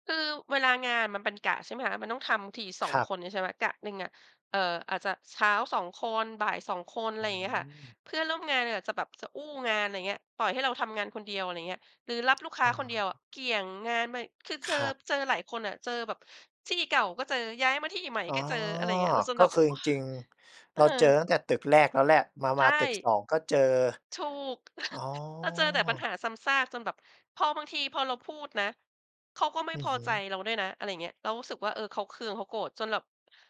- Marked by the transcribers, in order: chuckle
- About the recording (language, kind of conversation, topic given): Thai, podcast, เมื่อไหร่คุณถึงรู้ว่าถึงเวลาต้องลาออกจากงานเดิม?